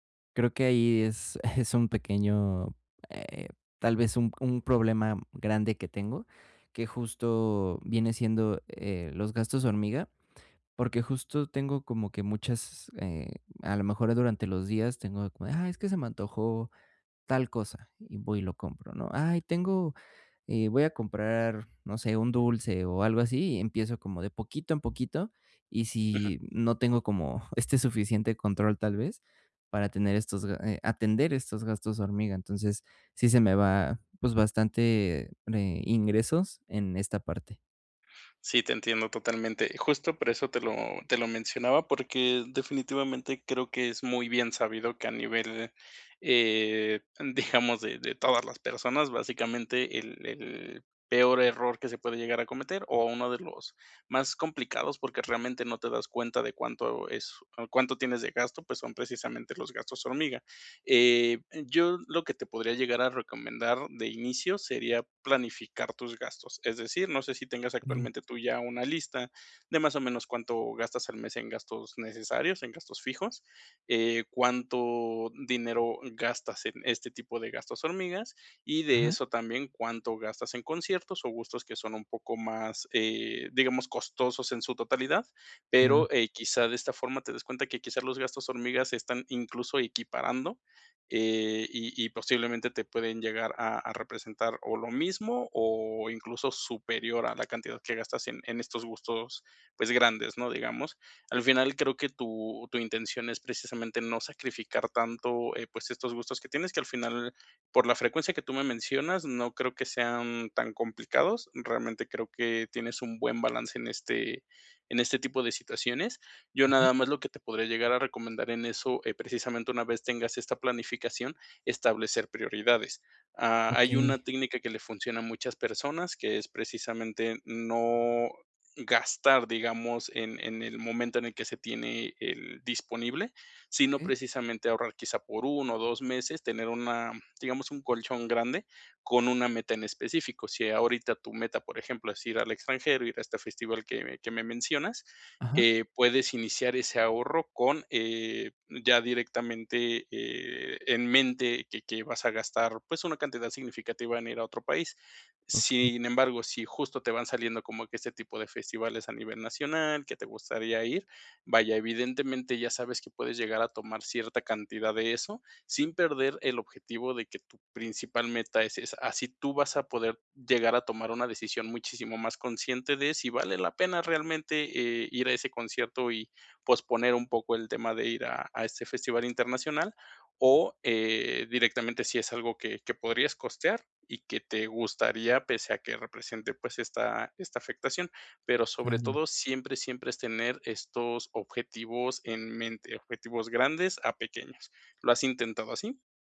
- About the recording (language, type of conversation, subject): Spanish, advice, ¿Cómo puedo ahorrar sin sentir que me privo demasiado?
- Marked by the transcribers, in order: chuckle